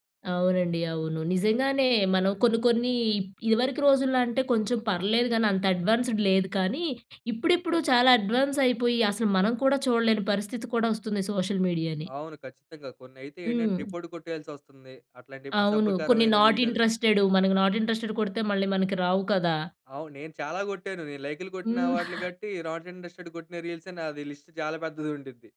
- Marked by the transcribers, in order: in English: "అడ్వాన్స్డ్"; in English: "అడ్వాన్స్"; in English: "సోషల్ మీడియాని"; in English: "నాట్"; in English: "నాట్ ఇంట్రెస్టెడ్"; chuckle; in English: "నాట్ ఇంట్రెస్టెడ్"; in English: "రీల్సే"; in English: "లిస్ట్"
- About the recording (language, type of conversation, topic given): Telugu, podcast, సోషల్ మీడియా మీ వినోదపు రుచిని ఎలా ప్రభావితం చేసింది?